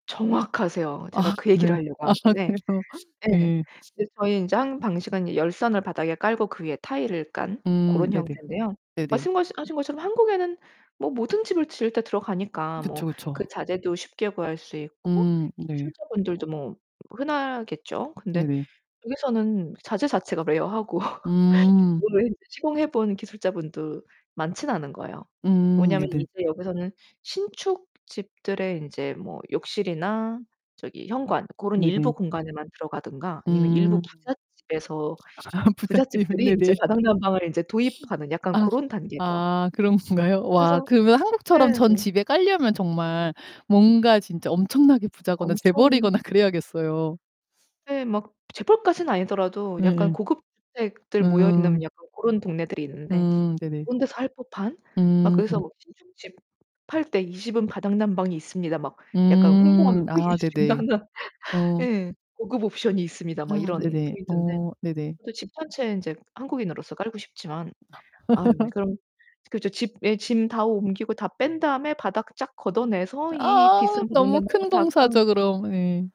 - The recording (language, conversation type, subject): Korean, podcast, 집에서 가장 편안함을 느끼는 공간은 어디인가요?
- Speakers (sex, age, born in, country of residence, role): female, 40-44, United States, Sweden, guest; female, 45-49, South Korea, United States, host
- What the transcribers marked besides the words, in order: distorted speech; laughing while speaking: "아 그래요"; other background noise; tapping; put-on voice: "rare하고"; in English: "rare하고"; laugh; laughing while speaking: "아 부잣집은 네네"; unintelligible speech; laugh; laugh